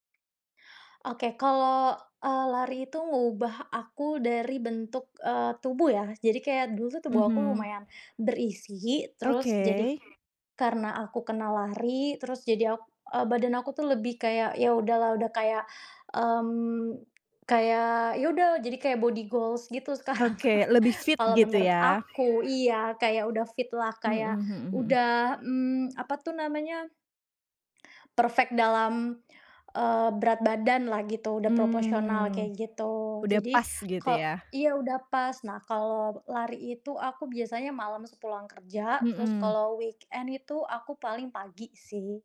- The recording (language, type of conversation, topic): Indonesian, podcast, Bagaimana hobimu memengaruhi kehidupan sehari-harimu?
- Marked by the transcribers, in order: tapping; background speech; in English: "body goals"; chuckle; other background noise; in English: "weekend"